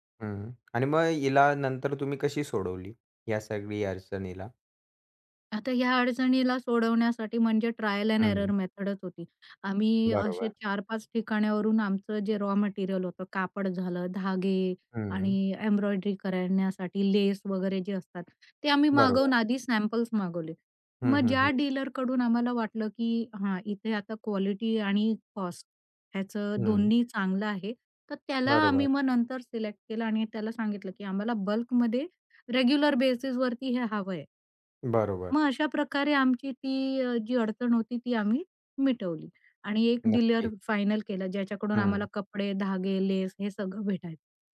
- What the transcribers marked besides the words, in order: tapping; other background noise; in English: "रेग्युलर बेसिसवरती"
- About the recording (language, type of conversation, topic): Marathi, podcast, हा प्रकल्प तुम्ही कसा सुरू केला?